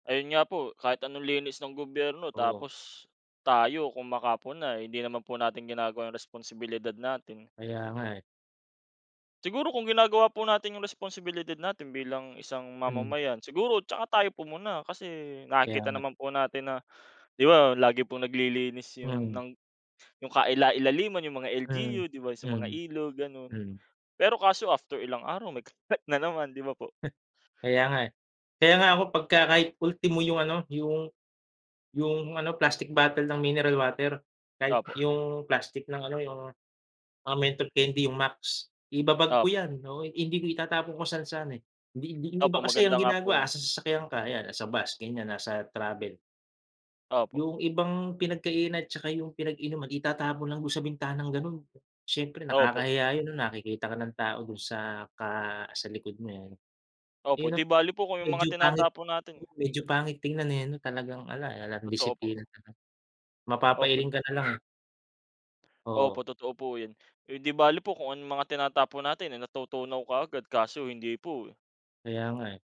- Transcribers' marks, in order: chuckle; blowing
- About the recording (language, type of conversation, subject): Filipino, unstructured, Ano ang mga ginagawa mo para makatulong sa paglilinis ng kapaligiran?